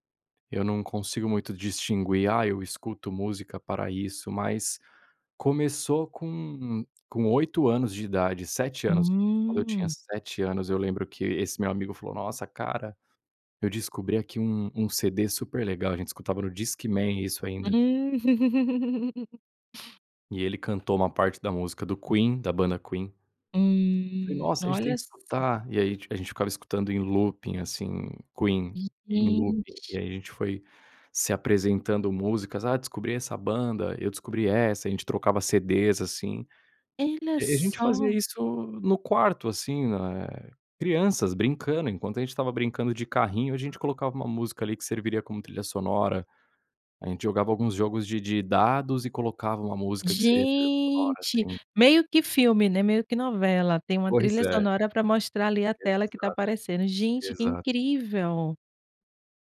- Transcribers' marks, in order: laugh; in English: "looping"; in English: "looping"
- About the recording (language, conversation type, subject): Portuguese, podcast, Que banda ou estilo musical marcou a sua infância?